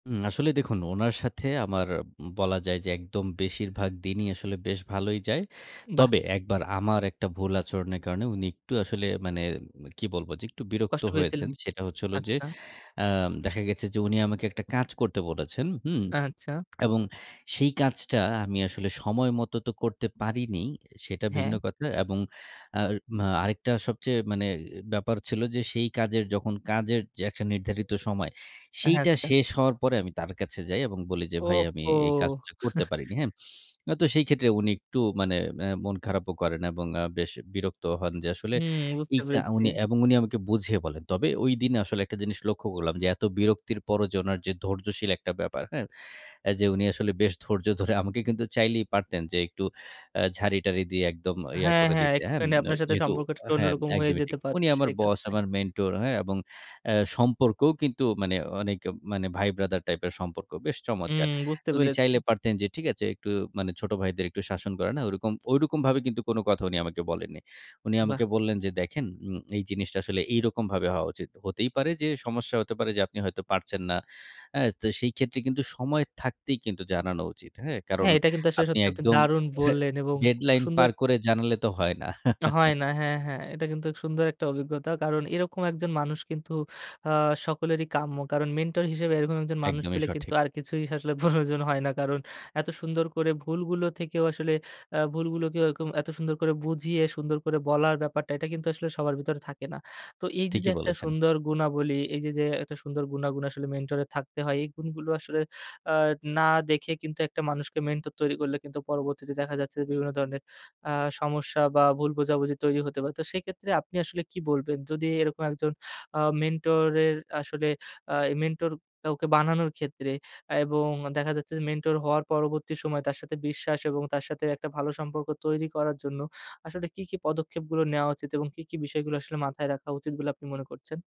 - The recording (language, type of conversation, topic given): Bengali, podcast, মেন্টরিংয়ে কীভাবে বিশ্বাস গড়ে তোলা যায়?
- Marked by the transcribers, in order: chuckle; laughing while speaking: "ধৈর্য ধরে"; chuckle; chuckle; laughing while speaking: "প্রয়োজন হয় না। কারণ"